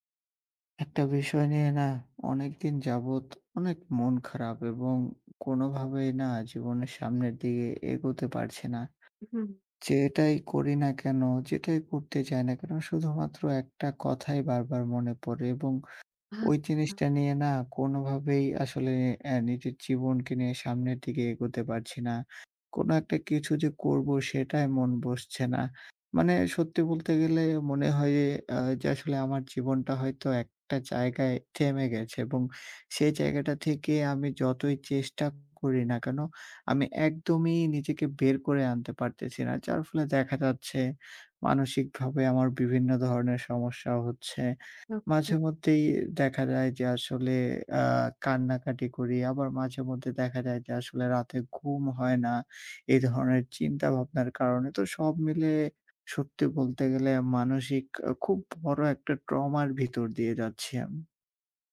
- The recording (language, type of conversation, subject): Bengali, advice, আপনার প্রাক্তন সঙ্গী নতুন সম্পর্কে জড়িয়েছে জেনে আপনার ভেতরে কী ধরনের ঈর্ষা ও ব্যথা তৈরি হয়?
- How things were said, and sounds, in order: unintelligible speech; tapping